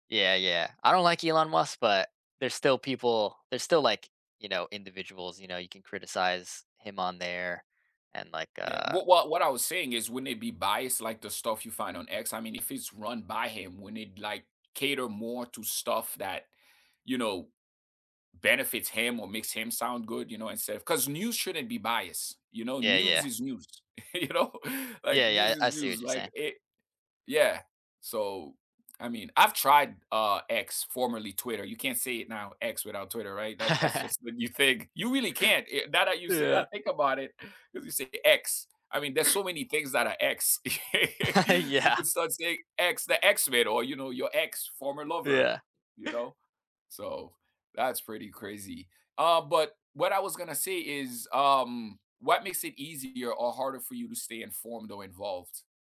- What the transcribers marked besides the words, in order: tapping; laughing while speaking: "you know?"; laugh; laugh; laughing while speaking: "Yeah"; laugh
- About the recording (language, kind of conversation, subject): English, unstructured, What are your go-to ways to stay informed about local government, and what keeps you engaged?
- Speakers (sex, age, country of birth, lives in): male, 25-29, United States, United States; male, 45-49, United States, United States